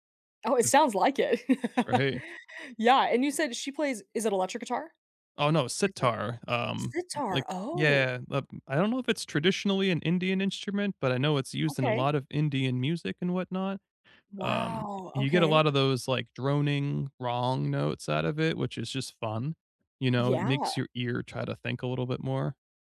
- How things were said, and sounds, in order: other noise; laugh; unintelligible speech; stressed: "Oh"
- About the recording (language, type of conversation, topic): English, unstructured, How do you usually discover new movies, shows, or music, and whose recommendations do you trust most?
- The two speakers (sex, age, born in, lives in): female, 30-34, United States, United States; male, 35-39, United States, United States